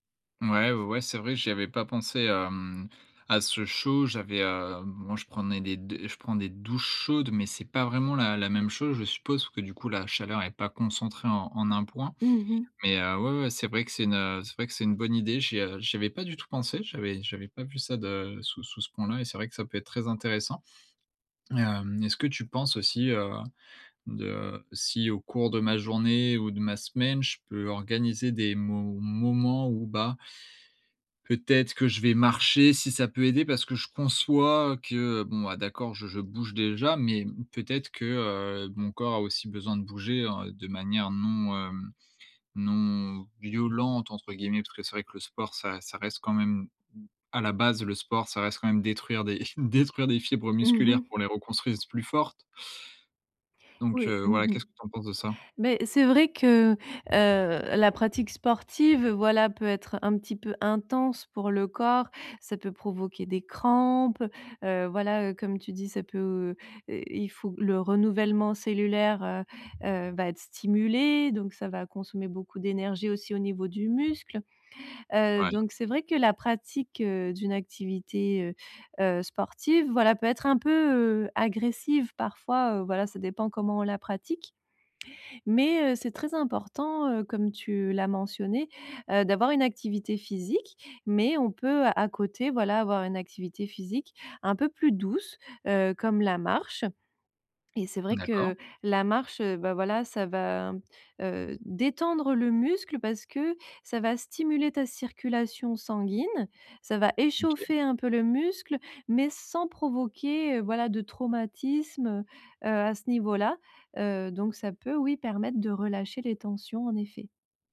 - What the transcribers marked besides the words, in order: chuckle; "reconstruire" said as "reconstruisent"; other background noise
- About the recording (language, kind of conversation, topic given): French, advice, Comment puis-je relâcher la tension musculaire générale quand je me sens tendu et fatigué ?